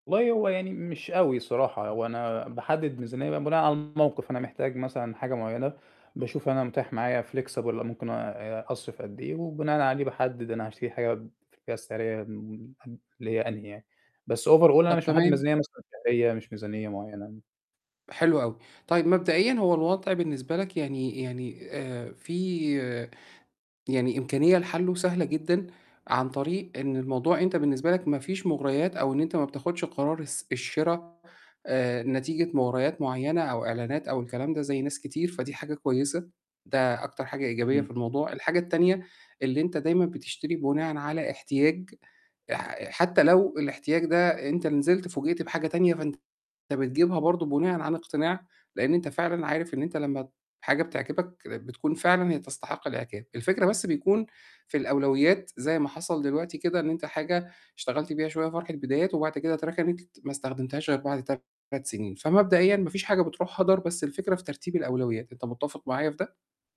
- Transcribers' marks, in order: mechanical hum; distorted speech; tapping; other background noise; in English: "flexible"; other noise; in English: "over all"
- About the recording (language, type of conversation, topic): Arabic, advice, إزاي أفرق بين الاحتياج والرغبة قبل ما أشتري أي حاجة؟